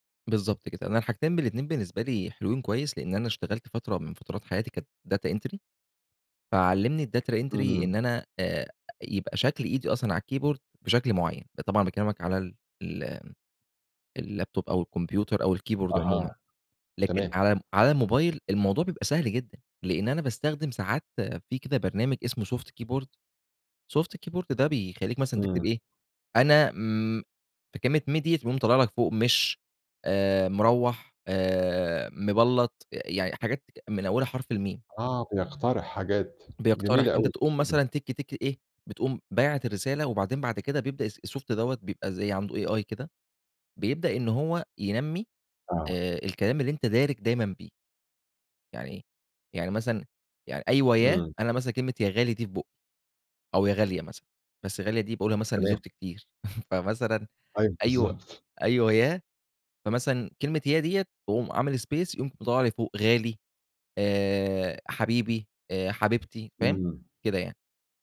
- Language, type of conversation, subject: Arabic, podcast, إيه حدود الخصوصية اللي لازم نحطّها في الرسايل؟
- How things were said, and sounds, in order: in English: "data entry"; in English: "الdata entry"; in English: "الkeyboard"; in English: "الlaptop"; in English: "الkeyboard"; other noise; in English: "AI"; laughing while speaking: "بالضبط"; chuckle; in English: "space"